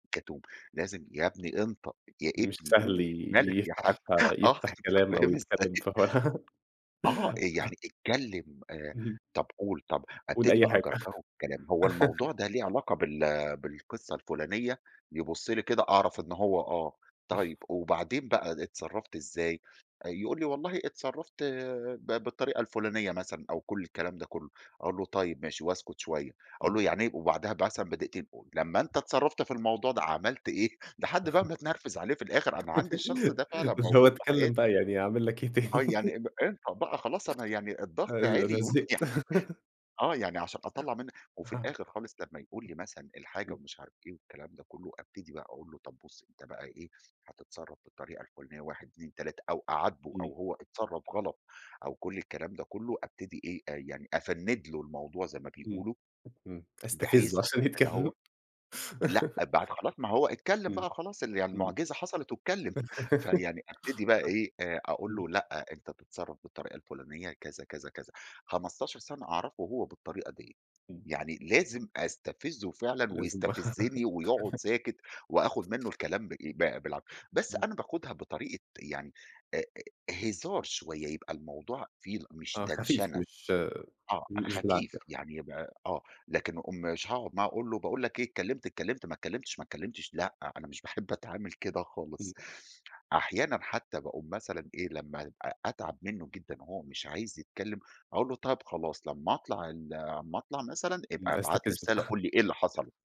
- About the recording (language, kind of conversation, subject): Arabic, podcast, إزاي تسأل أسئلة بتخلي الشخص يحكي أكتر؟
- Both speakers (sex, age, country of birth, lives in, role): male, 20-24, Egypt, Egypt, host; male, 40-44, Egypt, Egypt, guest
- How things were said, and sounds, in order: laughing while speaking: "يا حاج؟ آه، أنتَ فاهم إزاي؟"; tapping; giggle; laugh; chuckle; chuckle; giggle; laughing while speaking: "أعمل لَك إيه تاني؟"; other background noise; laughing while speaking: "ويعني"; laugh; chuckle; laughing while speaking: "عشان يتكلم"; laugh; laugh; unintelligible speech; chuckle; giggle; in English: "تنشنة"; laughing while speaking: "أنا مش باحب أتعامل كده خالص"; chuckle